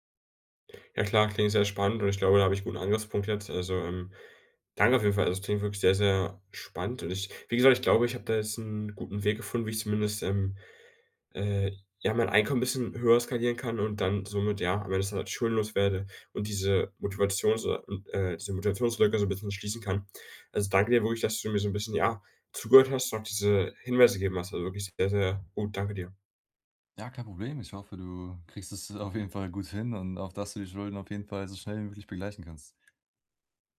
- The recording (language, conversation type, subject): German, advice, Wie kann ich Motivation und Erholung nutzen, um ein Trainingsplateau zu überwinden?
- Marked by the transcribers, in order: laughing while speaking: "auf jeden Fall"; other background noise